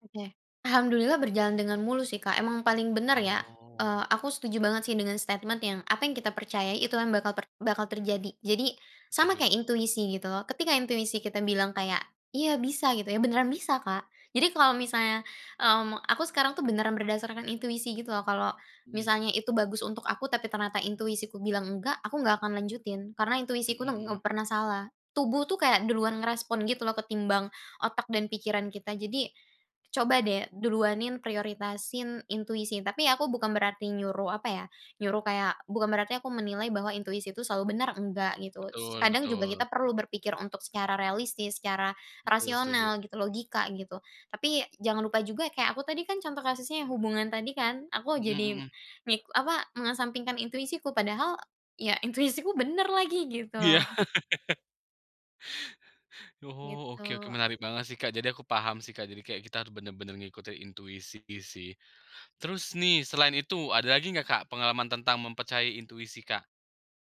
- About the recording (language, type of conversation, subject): Indonesian, podcast, Bagaimana kamu belajar mempercayai intuisi sendiri?
- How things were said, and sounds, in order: drawn out: "Oh"; in English: "statement"; laughing while speaking: "Iya"; chuckle